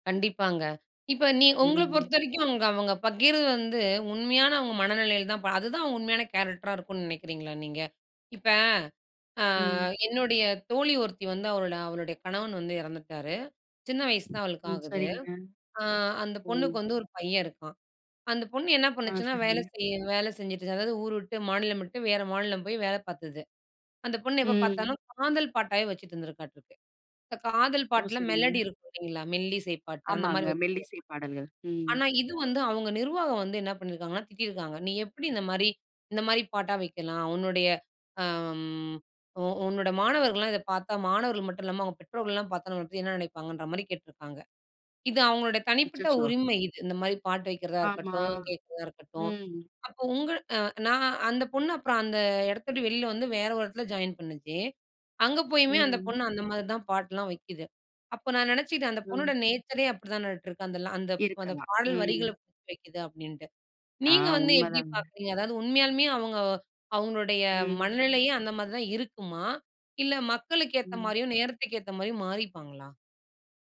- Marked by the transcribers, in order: in English: "கேரெக்டரா"; other noise; unintelligible speech; in English: "ஜாயின்"; in English: "நேச்சரயே"
- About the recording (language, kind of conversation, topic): Tamil, podcast, பகிர்வது மூலம் என்ன சாதிக்க நினைக்கிறாய்?